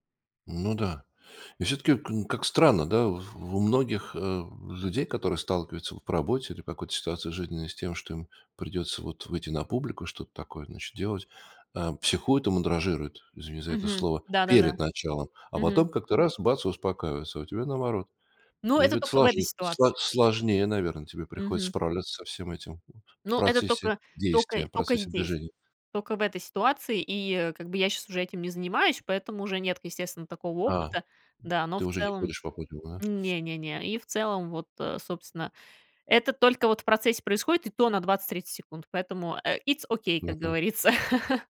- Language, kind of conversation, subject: Russian, podcast, Как справиться с волнением перед выступлением?
- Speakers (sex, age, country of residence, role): female, 30-34, South Korea, guest; male, 65-69, Estonia, host
- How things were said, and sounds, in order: tapping; other background noise; chuckle